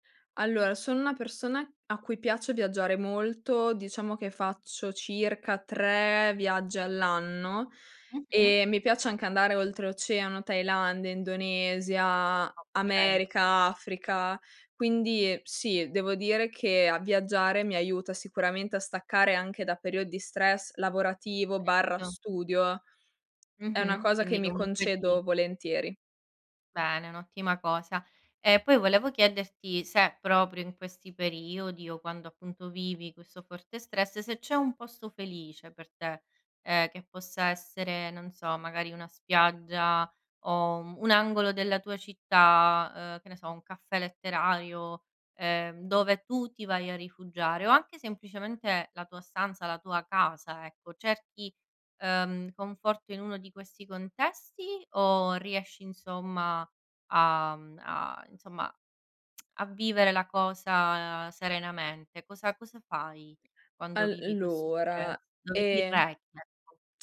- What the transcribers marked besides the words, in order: tapping; lip smack
- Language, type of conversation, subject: Italian, podcast, Come gestisci lo stress nella vita di tutti i giorni?